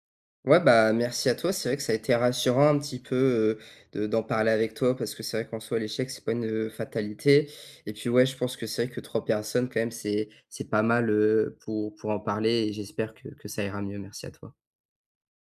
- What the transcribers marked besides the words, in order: none
- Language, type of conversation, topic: French, advice, Comment puis-je demander de l’aide malgré la honte d’avoir échoué ?